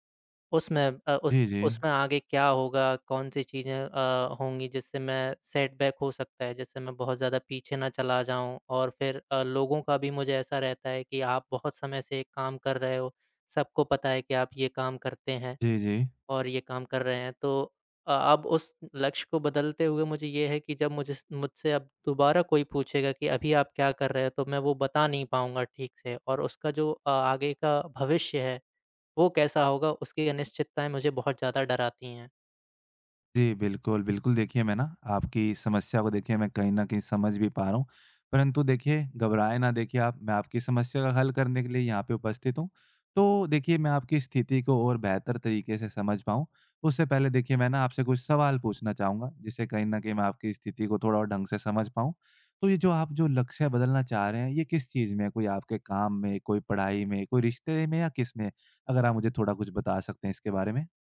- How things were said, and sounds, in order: in English: "सेट बैक"; tapping
- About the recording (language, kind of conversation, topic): Hindi, advice, लक्ष्य बदलने के डर और अनिश्चितता से मैं कैसे निपटूँ?